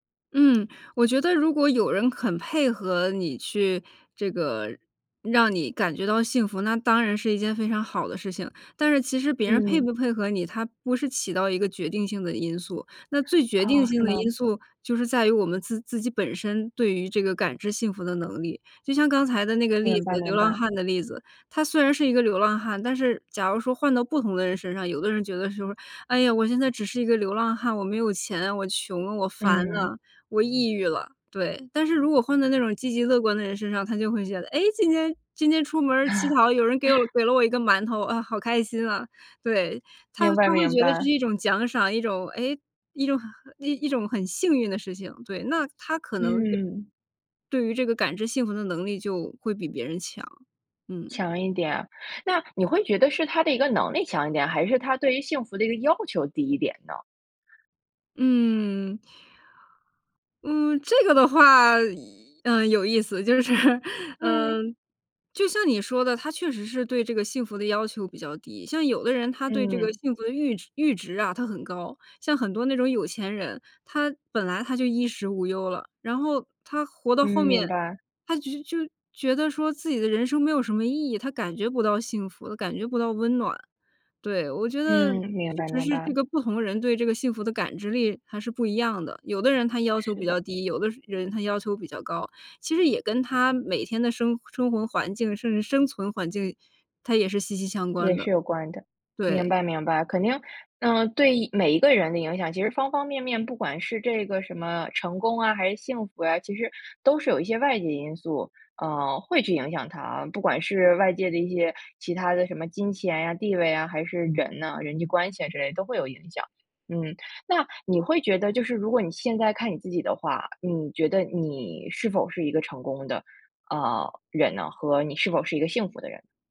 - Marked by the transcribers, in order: other background noise; laugh; laughing while speaking: "就是"
- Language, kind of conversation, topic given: Chinese, podcast, 你会如何在成功与幸福之间做取舍？